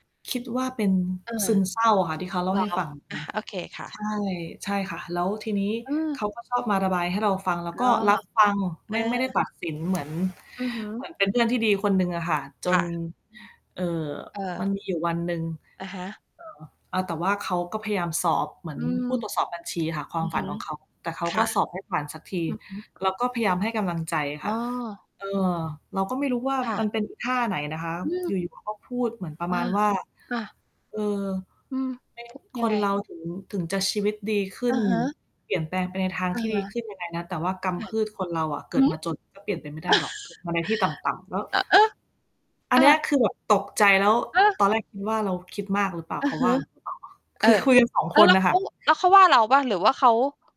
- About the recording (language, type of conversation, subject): Thai, unstructured, คุณคิดว่าเราควรดูแลจิตใจของตัวเองอย่างไรบ้าง?
- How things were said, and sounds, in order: distorted speech; tapping; other background noise; chuckle